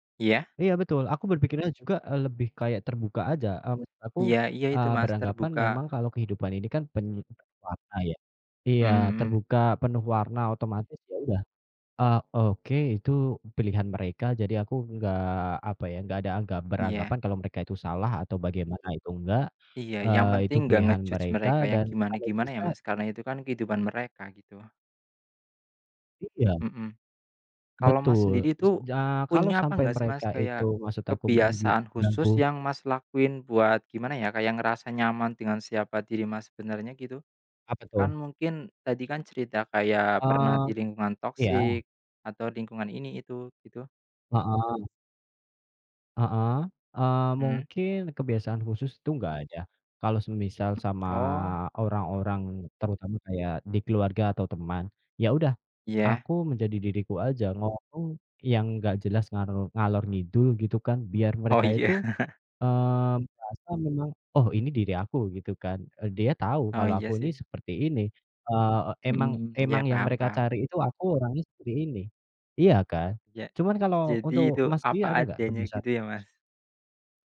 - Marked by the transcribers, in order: unintelligible speech; in English: "nge-judge"; other noise; in Javanese: "ngalor-ngidul"; laughing while speaking: "iya"; other background noise
- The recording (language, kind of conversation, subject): Indonesian, unstructured, Bagaimana cara kamu mengatasi tekanan untuk menjadi seperti orang lain?